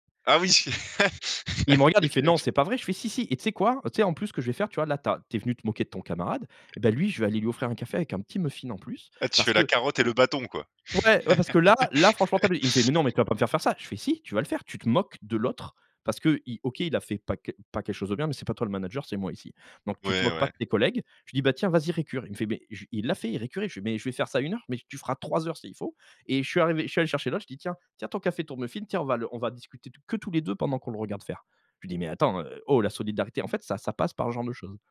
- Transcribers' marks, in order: laugh; unintelligible speech; tapping; laugh
- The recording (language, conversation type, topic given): French, podcast, Comment apprendre à poser des limites sans se sentir coupable ?